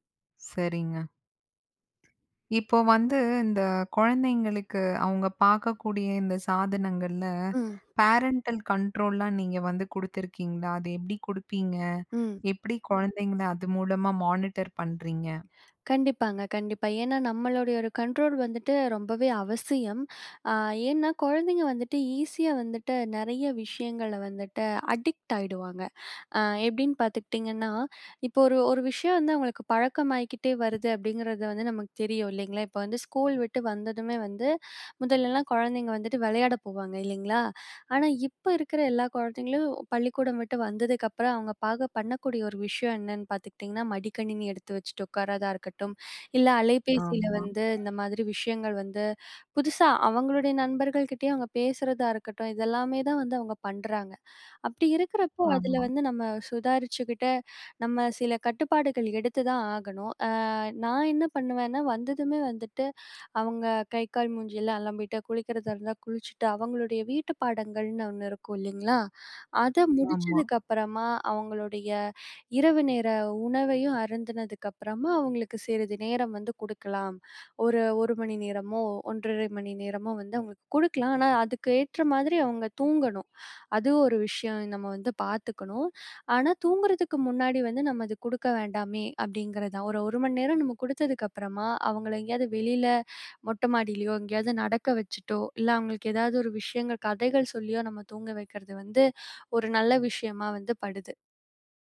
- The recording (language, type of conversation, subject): Tamil, podcast, குழந்தைகள் டிஜிட்டல் சாதனங்களுடன் வளரும்போது பெற்றோர் என்னென்ன விஷயங்களை கவனிக்க வேண்டும்?
- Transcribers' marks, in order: other background noise; in English: "பேரன்டல் கண்ட்ரோல்லாம்"; in English: "மானிட்டர்"; in English: "அடிக்ட்"